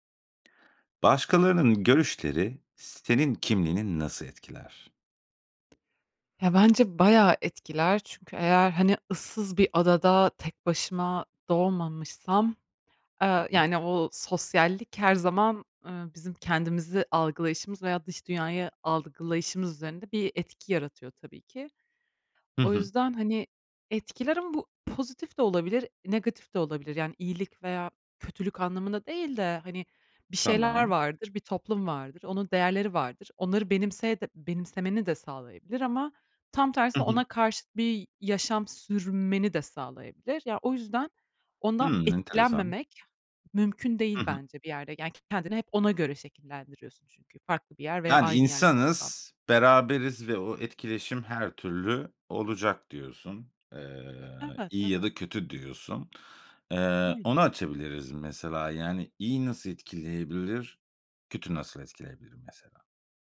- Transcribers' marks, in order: tapping
- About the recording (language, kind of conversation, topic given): Turkish, podcast, Başkalarının görüşleri senin kimliğini nasıl etkiler?